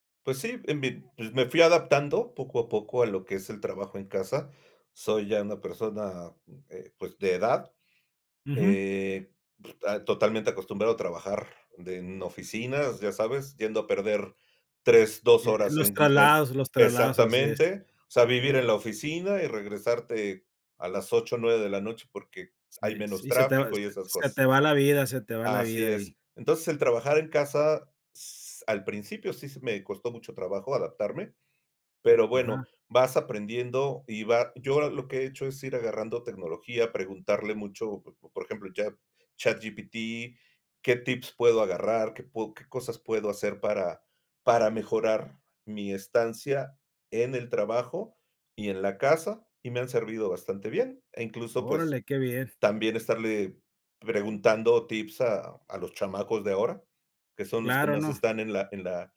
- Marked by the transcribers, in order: lip trill
- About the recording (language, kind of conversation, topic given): Spanish, podcast, ¿Cómo adaptas tu rutina cuando trabajas desde casa?